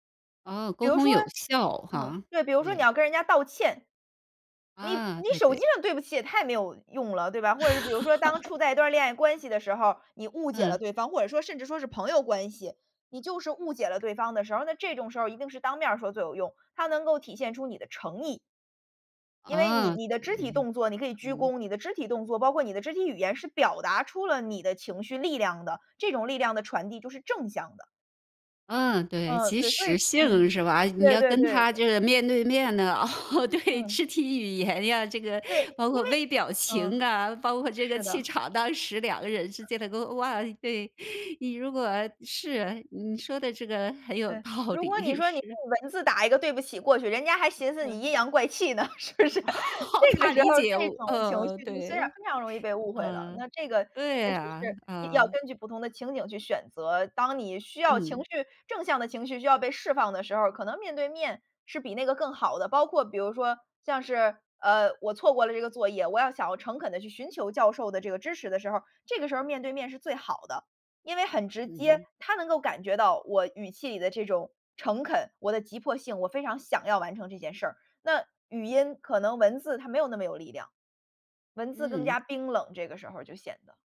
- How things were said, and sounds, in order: laugh; other background noise; laughing while speaking: "哦，对，肢体语言呀，这个包 … 人之间的 哇，对"; laughing while speaking: "道理，是"; laughing while speaking: "阴阳怪气呢，是不是？"; laugh; laughing while speaking: "怕理解有误"
- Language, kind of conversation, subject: Chinese, podcast, 你在手机沟通时的习惯和面对面交流有哪些不同？